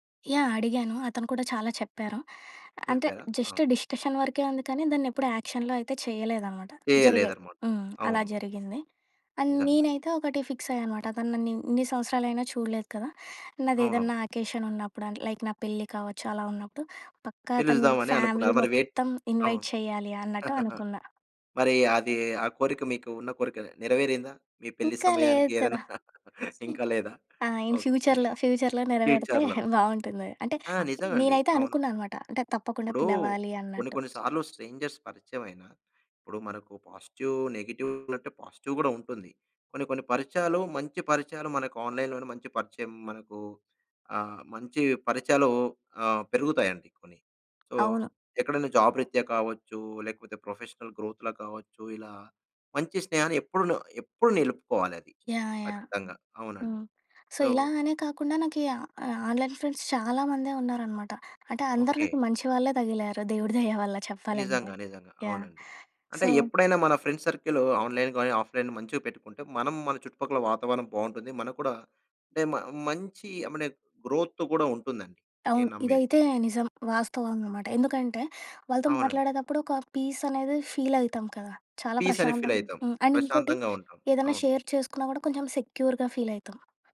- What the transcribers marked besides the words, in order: in English: "జస్ట్ డిస్కషన్"; in English: "ఆక్షన్‌లో"; in English: "అండ్"; in English: "ఫిక్స్"; in English: "అకేషన్"; in English: "లైక్"; in English: "ఫ్యామిలీ"; in English: "ఇన్వైట్"; chuckle; other background noise; in English: "ఇన్ ఫ్యూచర్‌లో, ఫ్యూచర్‌లో"; laugh; in English: "ఫ్యూచర్‌లో"; chuckle; in English: "స్ట్రేంజర్స్"; in English: "పాజిటివ్, నెగెటివ్"; in English: "పాజిటివ్"; in English: "ఆన్‌లైన్‌లోనే"; in English: "సో"; in English: "జాబ్"; in English: "ప్రొఫెషనల్ గ్రోత్‌లో"; in English: "సో"; in English: "సో"; in English: "ఆ ఆన్‌లైన్ ఫ్రెండ్స్"; in English: "సో"; in English: "ఫ్రెండ్స్ సర్కిల్, ఆన్‌లైన్, ఆఫ్‌లైన్"; in English: "గ్రోత్"; in English: "పీస్"; in English: "ఫీల్"; in English: "పీస్"; in English: "అండ్"; in English: "ఫీల్"; in English: "షేర్"; in English: "సెక్యూర్‌గా ఫీల్"
- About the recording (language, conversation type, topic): Telugu, podcast, పరాయి వ్యక్తి చేసిన చిన్న సహాయం మీపై ఎలాంటి ప్రభావం చూపిందో చెప్పగలరా?